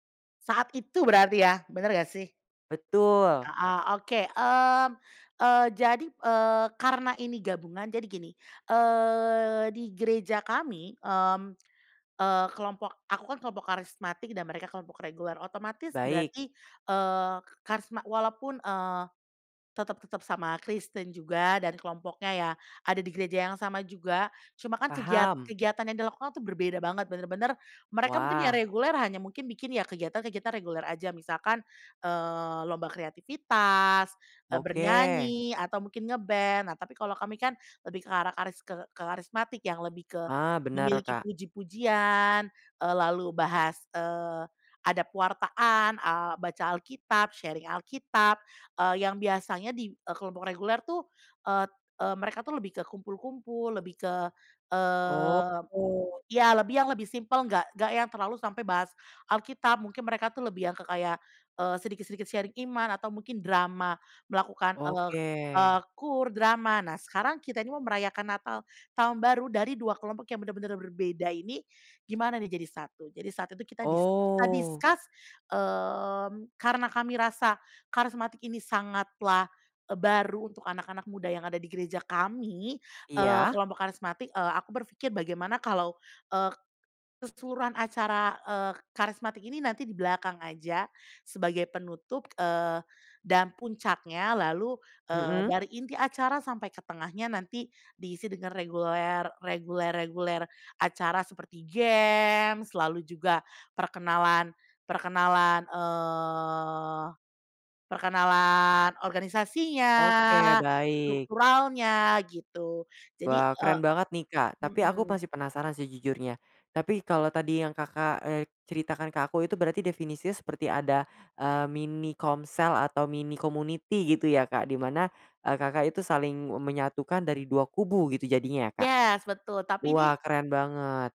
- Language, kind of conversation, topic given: Indonesian, podcast, Ceritakan pengalaman kolaborasi kreatif yang paling berkesan buatmu?
- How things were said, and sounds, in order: drawn out: "eee"; other background noise; in English: "sharing"; in English: "sharing"; in English: "discuss"; tapping; drawn out: "eee"; in English: "mini community"